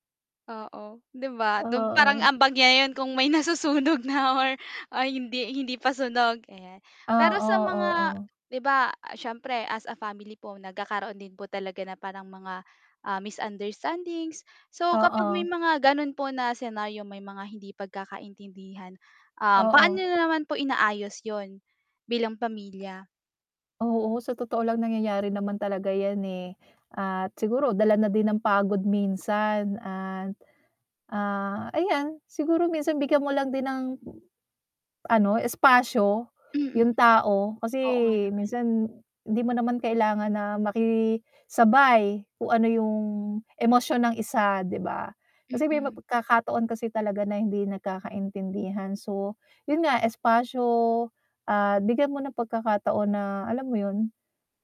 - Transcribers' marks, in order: other background noise; laughing while speaking: "nasusunog na or"; in English: "misunderstandings"; static; tapping; drawn out: "espasyo"
- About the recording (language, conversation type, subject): Filipino, podcast, Ano ang ginagawa ninyo para manatiling malapit ang inyong pamilya?